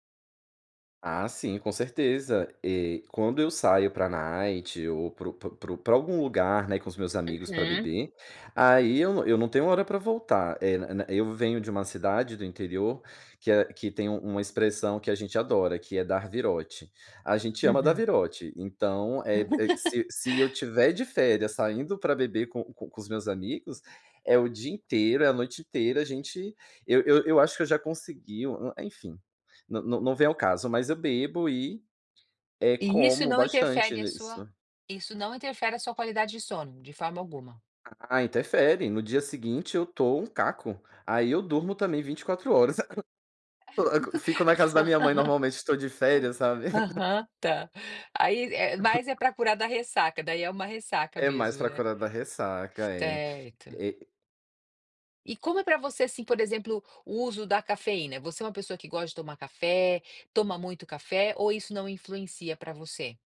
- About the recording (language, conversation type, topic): Portuguese, podcast, Que hábitos noturnos ajudam você a dormir melhor?
- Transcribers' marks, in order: in English: "night"; laugh; tapping; chuckle; laugh; chuckle